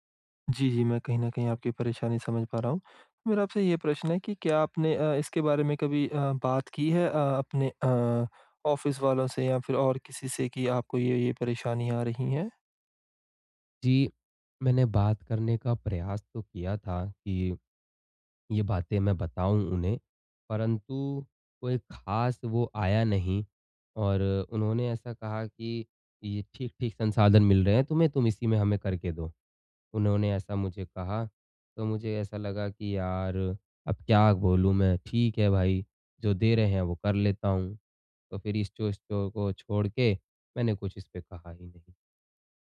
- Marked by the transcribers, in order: other background noise; in English: "ऑफ़िस"; in English: "स्टोर"
- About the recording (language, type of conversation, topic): Hindi, advice, सीमित संसाधनों के बावजूद मैं अपनी रचनात्मकता कैसे बढ़ा सकता/सकती हूँ?